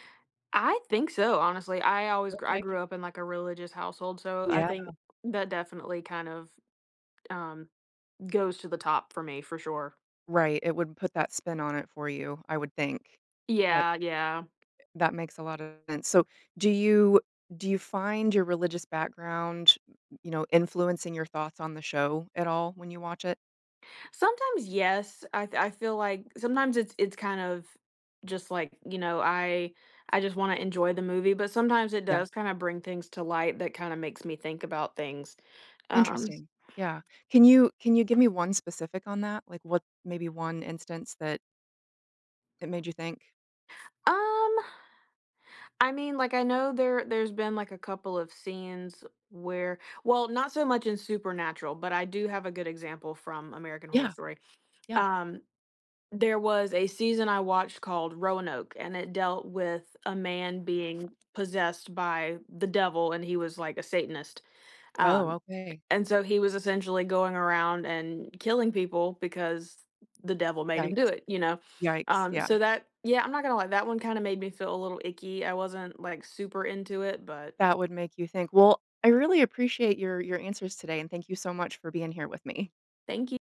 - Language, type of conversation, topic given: English, podcast, How do certain TV shows leave a lasting impact on us and shape our interests?
- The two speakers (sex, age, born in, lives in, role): female, 20-24, United States, United States, guest; female, 45-49, United States, United States, host
- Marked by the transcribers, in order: tapping; other background noise; drawn out: "Um"